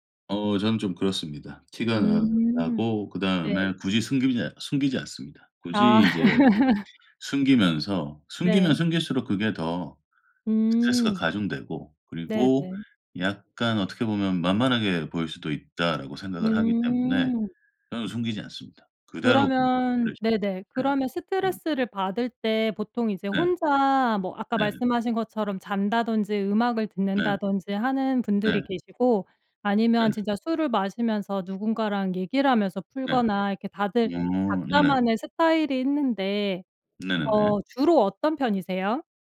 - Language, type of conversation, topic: Korean, podcast, 스트레스를 받을 때는 보통 어떻게 푸시나요?
- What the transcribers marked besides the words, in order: laugh; unintelligible speech; other background noise